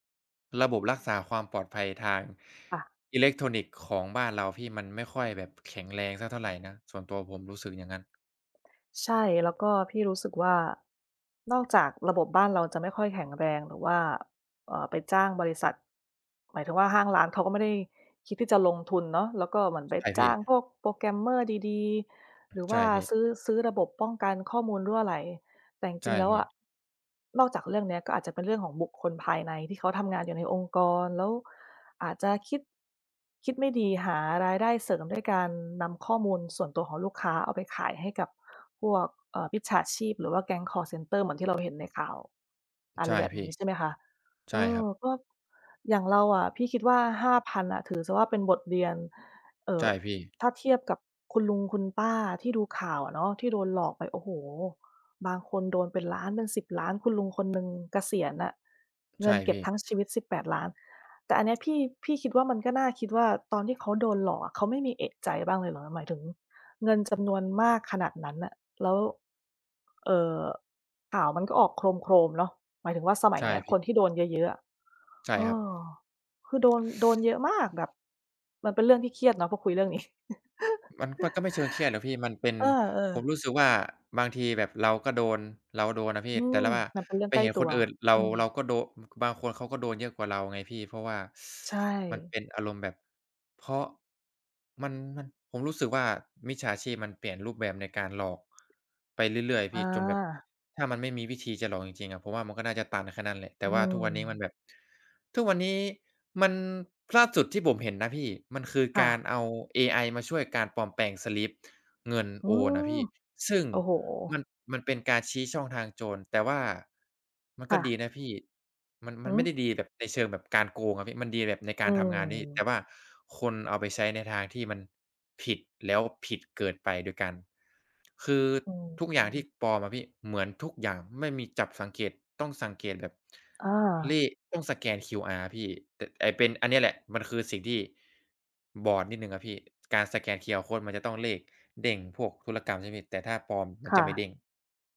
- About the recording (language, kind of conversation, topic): Thai, unstructured, คุณคิดว่าข้อมูลส่วนตัวของเราปลอดภัยในโลกออนไลน์ไหม?
- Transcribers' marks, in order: "มิจฉาชีพ" said as "พิดฉาชีพ"; other noise; stressed: "มาก"; laughing while speaking: "นี้"; chuckle